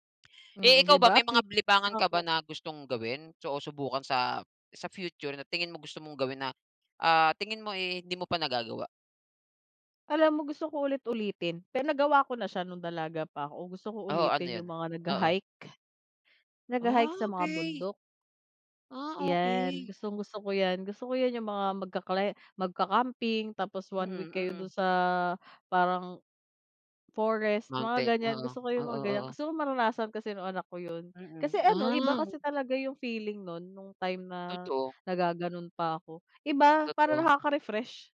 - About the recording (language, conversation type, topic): Filipino, unstructured, Anong libangan ang pinakagusto mong gawin kapag may libre kang oras?
- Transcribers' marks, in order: none